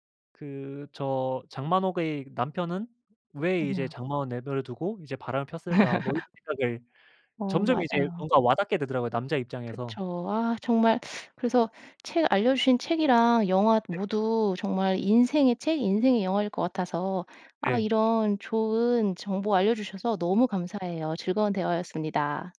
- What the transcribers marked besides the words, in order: unintelligible speech; laugh; teeth sucking; other background noise
- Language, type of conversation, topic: Korean, podcast, 당신을 바꾸어 놓은 책이나 영화가 있나요?